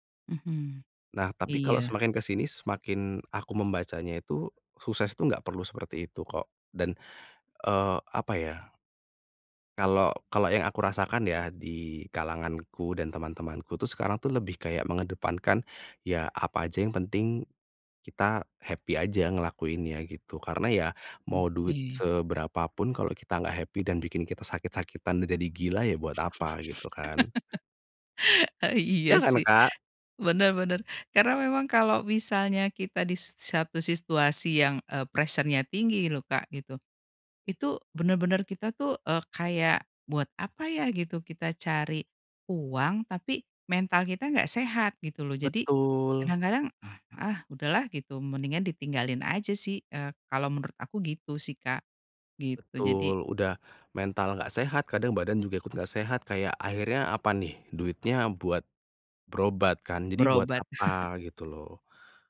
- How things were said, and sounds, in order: tapping; in English: "happy"; in English: "happy"; laugh; other background noise; "situasi" said as "sistuasi"; in English: "pressure-nya"; chuckle
- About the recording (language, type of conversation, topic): Indonesian, podcast, Bagaimana cara menjelaskan kepada orang tua bahwa kamu perlu mengubah arah karier dan belajar ulang?